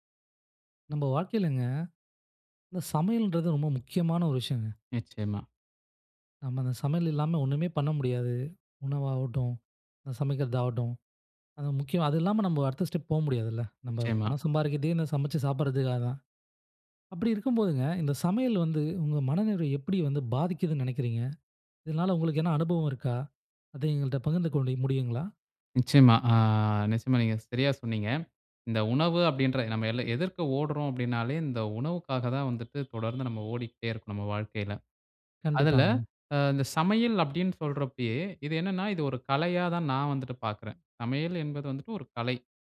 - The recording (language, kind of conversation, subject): Tamil, podcast, சமையல் உங்கள் மனநிறைவை எப்படி பாதிக்கிறது?
- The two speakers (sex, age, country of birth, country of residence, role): male, 20-24, India, India, guest; male, 25-29, India, India, host
- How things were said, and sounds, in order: horn